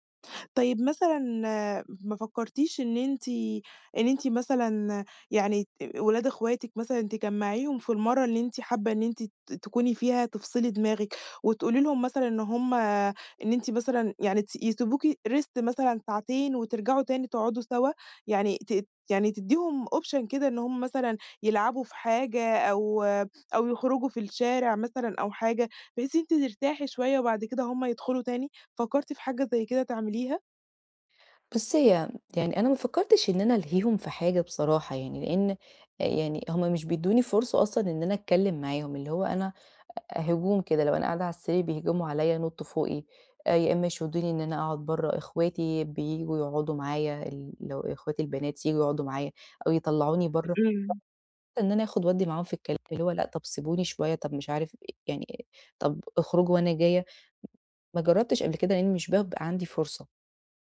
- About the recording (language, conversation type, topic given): Arabic, advice, ليه مش بعرف أسترخي وأستمتع بالمزيكا والكتب في البيت، وإزاي أبدأ؟
- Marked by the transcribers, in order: in English: "Rest"; in English: "option"; other noise; unintelligible speech